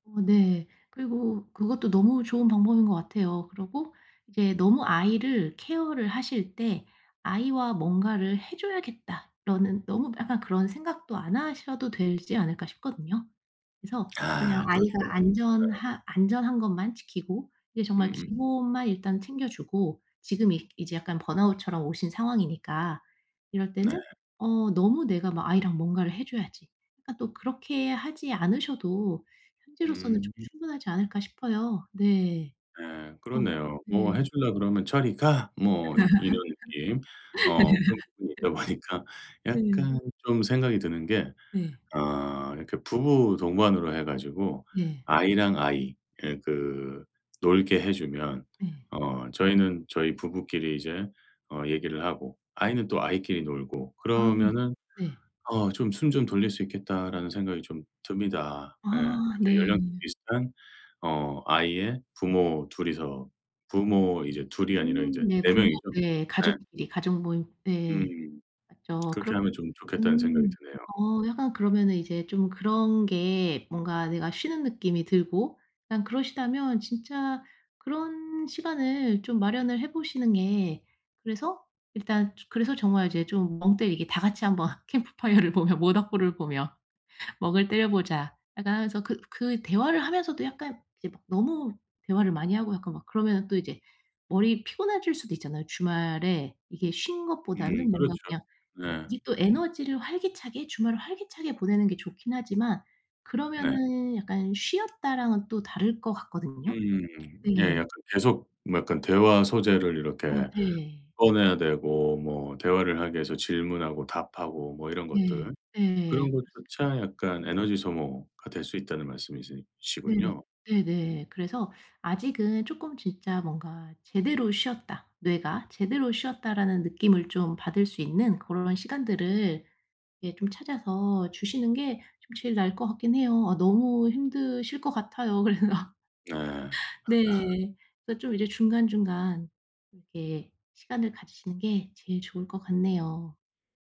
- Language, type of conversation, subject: Korean, advice, 번아웃을 예방하고 동기를 다시 회복하려면 어떻게 해야 하나요?
- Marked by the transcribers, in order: other background noise; tapping; laugh; laughing while speaking: "있다 보니까"; laughing while speaking: "한번 캠프파이어를 보며"; laughing while speaking: "그래서"; laugh